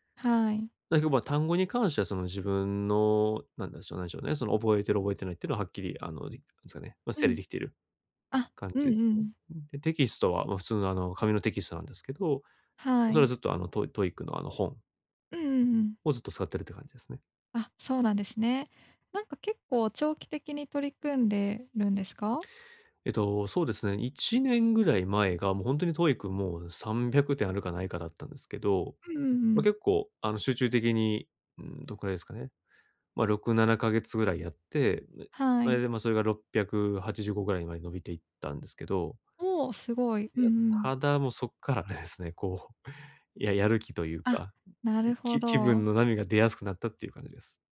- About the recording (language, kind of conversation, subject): Japanese, advice, 気分に左右されずに習慣を続けるにはどうすればよいですか？
- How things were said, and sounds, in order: unintelligible speech; laughing while speaking: "そっからですね"